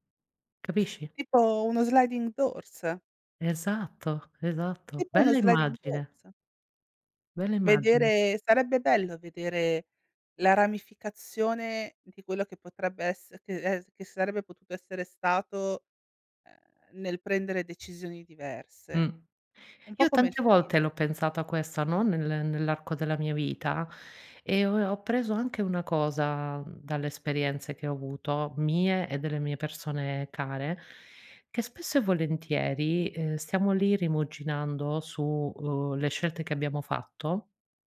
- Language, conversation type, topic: Italian, podcast, Qual è stata una sfida che ti ha fatto crescere?
- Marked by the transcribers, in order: in English: "sliding doors?"; in English: "sliding doors"; other background noise; inhale; inhale